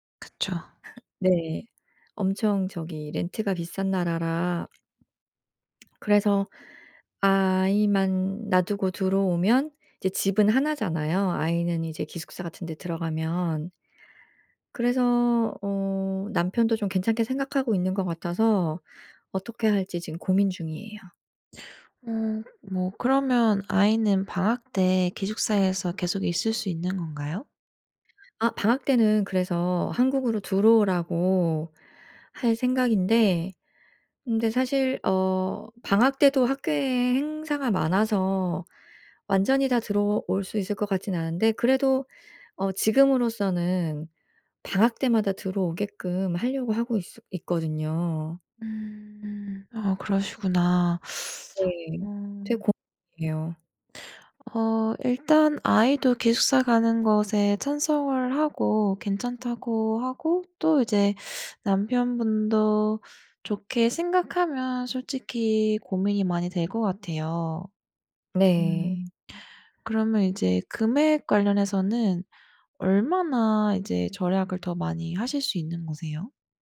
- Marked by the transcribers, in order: laugh; swallow; other background noise; teeth sucking; tapping; teeth sucking
- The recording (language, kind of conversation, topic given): Korean, advice, 도시나 다른 나라로 이주할지 결정하려고 하는데, 어떤 점을 고려하면 좋을까요?